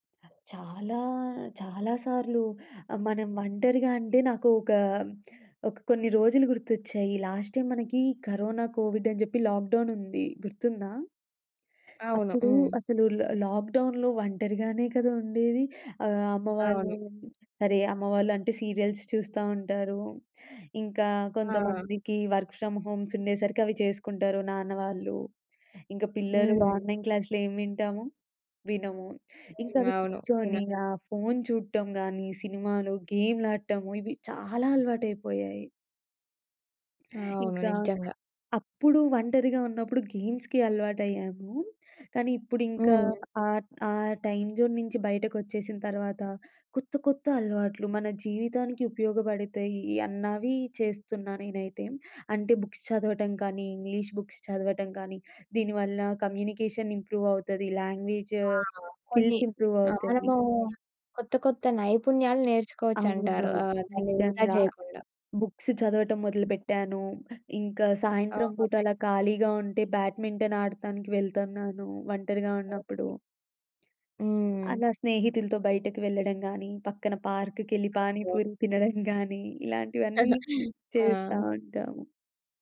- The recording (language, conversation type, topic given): Telugu, podcast, ఒంటరిగా ఉండే సమయాన్ని మీరు ఎలా కాపాడుకుంటారు?
- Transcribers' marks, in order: in English: "లాస్ట్ టైమ్"; in English: "లాక్‌డౌన్"; in English: "లాక్‌డౌన్‌లో"; other noise; in English: "సీరియల్స్"; in English: "వర్క్ ఫ్రమ్ హోమ్స్"; in English: "ఆన్లైన్"; other background noise; in English: "గేమ్స్‌కి"; in English: "టైమ్ జోన్"; in English: "బుక్స్"; in English: "ఇంగ్లీష్ బుక్స్"; in English: "కమ్యూనికేషన్ ఇంప్రూవ్"; in English: "లాంగ్వేజ్ స్కిల్స్"; in English: "బుక్స్"; in English: "నైస్"; in English: "బ్యాడ్మింటన్"; unintelligible speech; chuckle